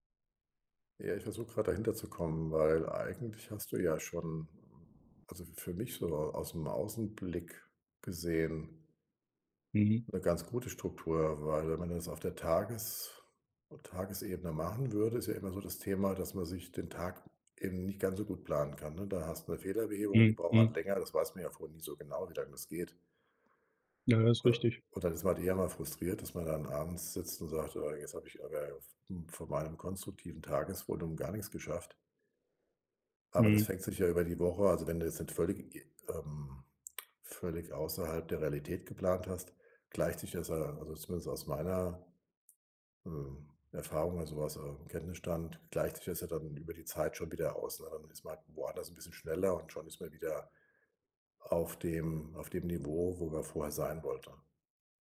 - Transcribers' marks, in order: other noise
- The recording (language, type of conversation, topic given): German, advice, Wie kann ich Fortschritte bei gesunden Gewohnheiten besser erkennen?